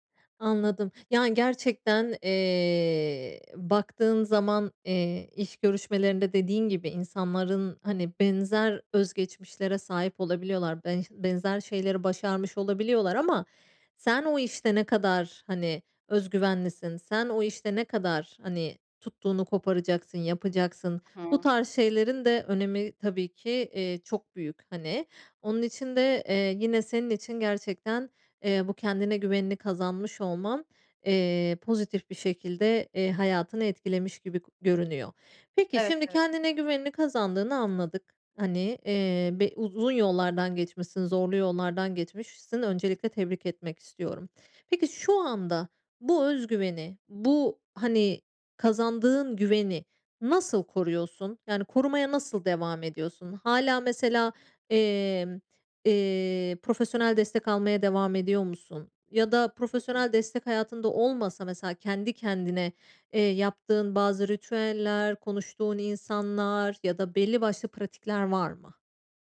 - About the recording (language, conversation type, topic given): Turkish, podcast, Kendine güvenini nasıl geri kazandın, anlatır mısın?
- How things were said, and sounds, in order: other noise